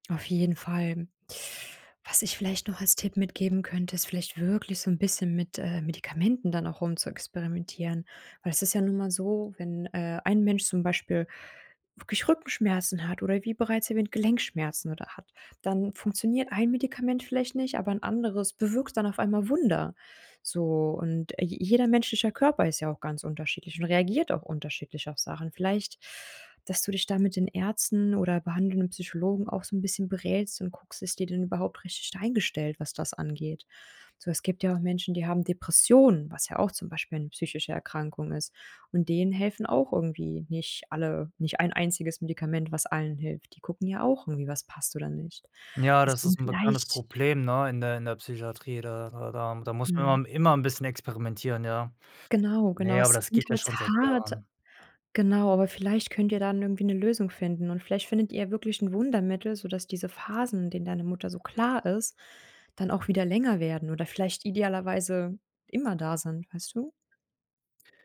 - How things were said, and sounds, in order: stressed: "wirklich"; stressed: "hart"; other background noise
- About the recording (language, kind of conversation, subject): German, advice, Wie äußert sich deine emotionale Erschöpfung durch Pflegeaufgaben oder eine belastende Beziehung?